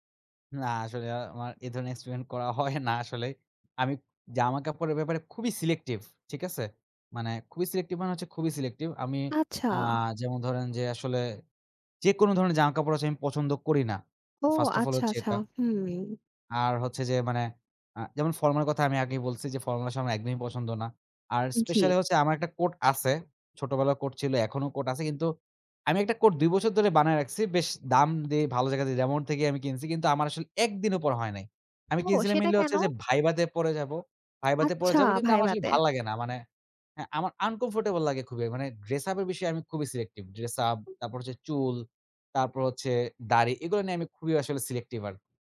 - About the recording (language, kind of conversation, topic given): Bengali, podcast, স্টাইল বদলানোর ভয় কীভাবে কাটিয়ে উঠবেন?
- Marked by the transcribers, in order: tapping; laughing while speaking: "হয় না"; other background noise; "সিলেক্টিভ" said as "সিলেক্টিফ"; in English: "first of all"; "ভাইভা" said as "ভাইবা"